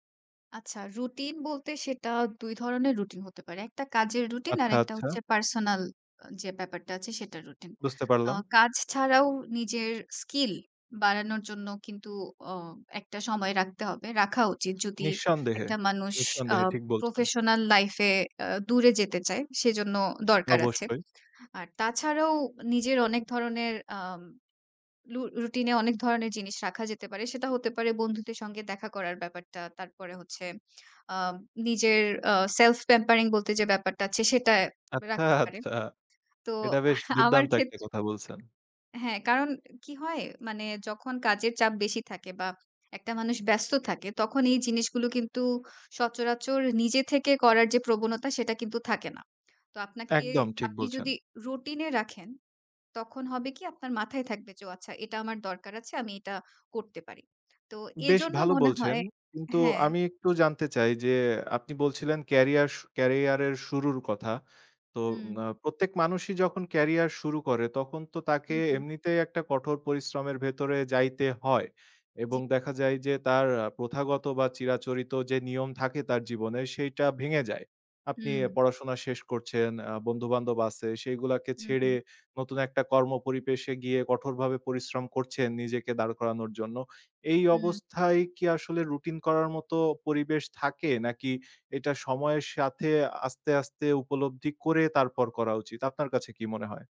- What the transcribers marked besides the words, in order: in English: "self pampering"; "এটা" said as "এডা"; tapping
- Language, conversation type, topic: Bengali, podcast, দীর্ঘমেয়াদে সহনশীলতা গড়ে তোলার জন্য আপনি কী পরামর্শ দেবেন?